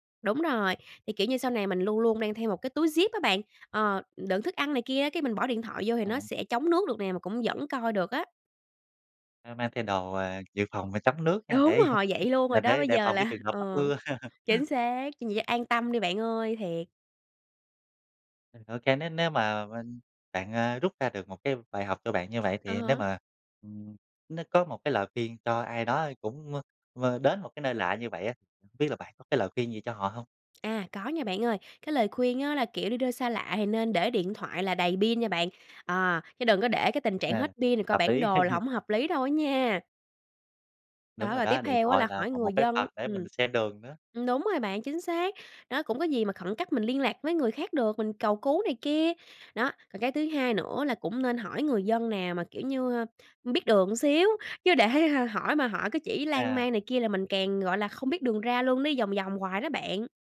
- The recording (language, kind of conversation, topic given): Vietnamese, podcast, Bạn có thể kể về một lần bạn bị lạc đường và đã xử lý như thế nào không?
- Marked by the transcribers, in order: in English: "zip"; tapping; laughing while speaking: "để"; laugh; laugh; other background noise; laughing while speaking: "để"